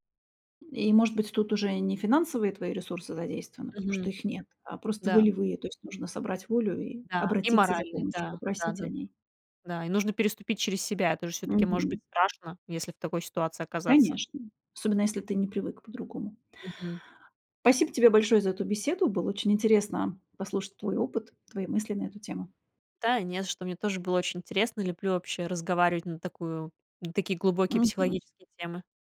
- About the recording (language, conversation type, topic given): Russian, podcast, Что ты посоветуешь делать, если рядом нет поддержки?
- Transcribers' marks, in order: none